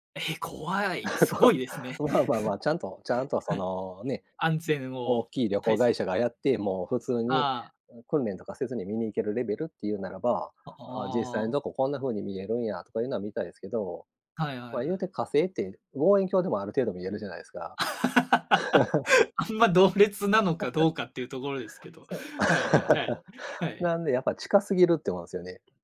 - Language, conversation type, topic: Japanese, unstructured, 宇宙について考えると、どんな気持ちになりますか？
- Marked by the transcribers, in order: laugh; chuckle; laugh; laugh; tapping; laugh